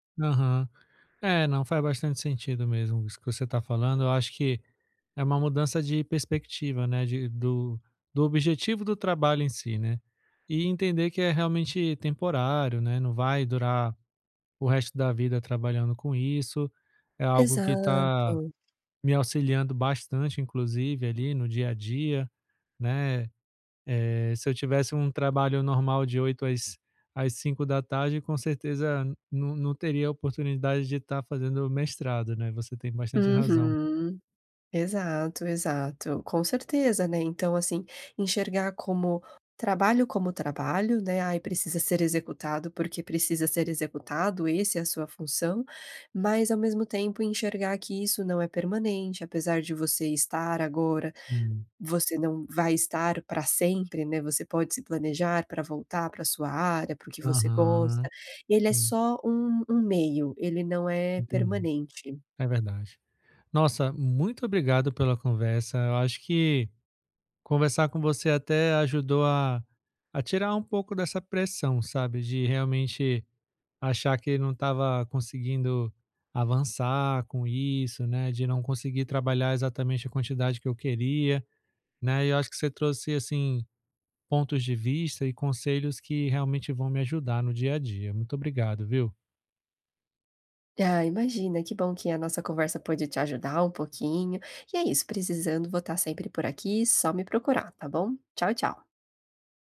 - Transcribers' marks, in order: none
- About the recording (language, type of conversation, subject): Portuguese, advice, Como posso equilibrar pausas e produtividade ao longo do dia?